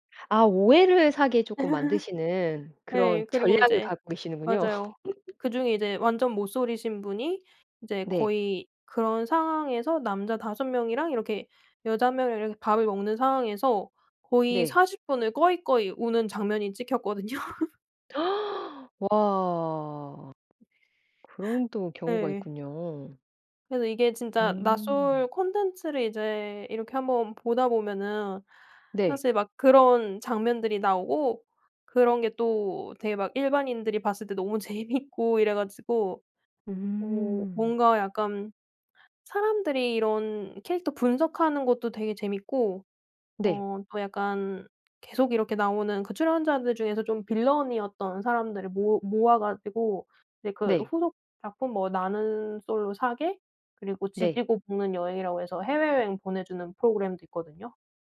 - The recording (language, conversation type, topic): Korean, podcast, 누군가에게 추천하고 싶은 도피용 콘텐츠는?
- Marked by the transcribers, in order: laugh; laugh; laugh; gasp; tapping; other background noise; laugh; laughing while speaking: "재미있고"; in English: "빌런이었던"